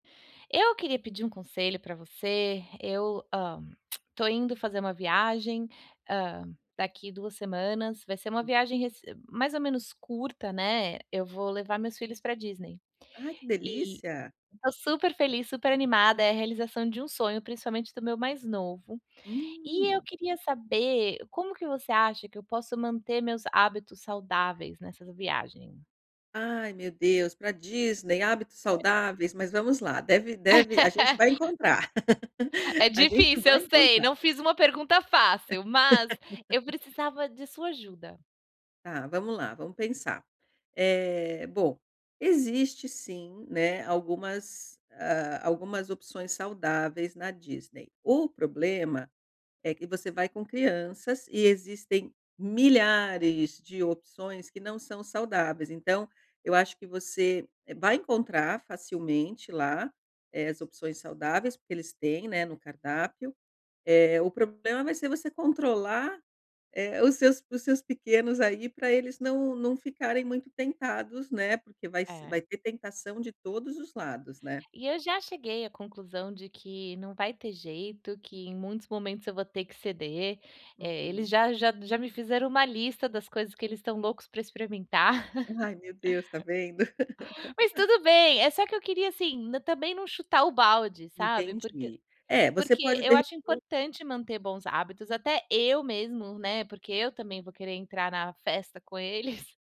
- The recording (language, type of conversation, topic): Portuguese, advice, Como posso manter hábitos saudáveis durante viagens curtas?
- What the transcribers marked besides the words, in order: tongue click; tapping; laugh; laugh; laugh; chuckle; laugh